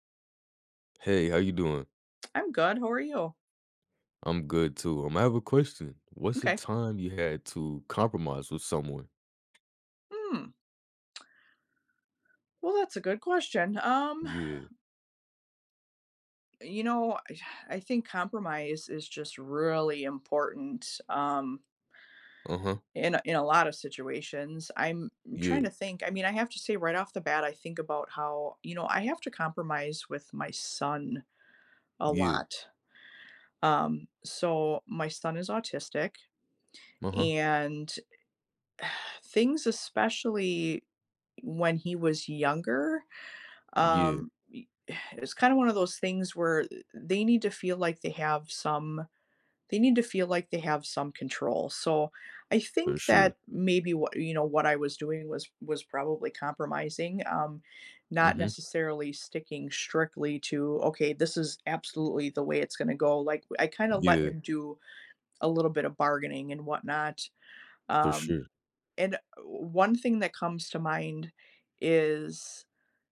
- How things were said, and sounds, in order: tapping; other background noise; exhale; exhale
- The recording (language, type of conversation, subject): English, unstructured, When did you have to compromise with someone?